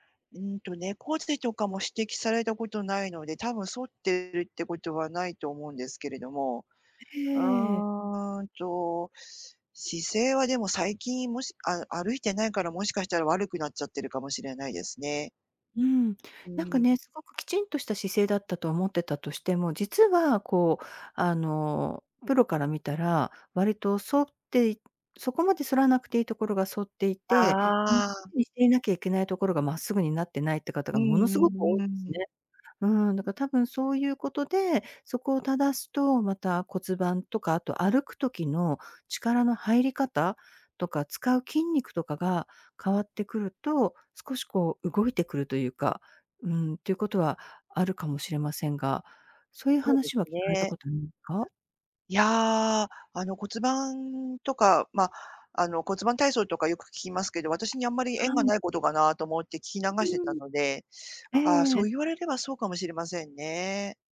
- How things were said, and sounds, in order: other background noise
- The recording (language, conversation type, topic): Japanese, advice, 運動しているのに体重や見た目に変化が出ないのはなぜですか？